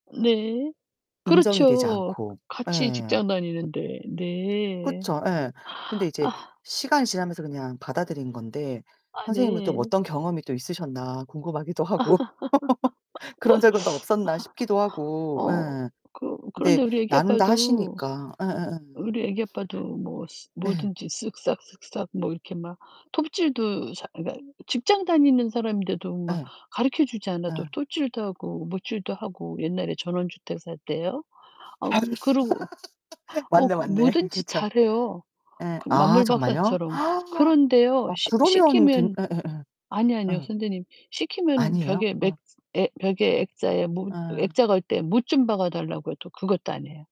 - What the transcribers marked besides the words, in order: other background noise; tapping; sigh; distorted speech; laugh; laughing while speaking: "하고"; laugh; laugh; gasp
- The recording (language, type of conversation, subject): Korean, unstructured, 집안일을 나누는 방식이 불공평하다고 느낀 적이 있나요?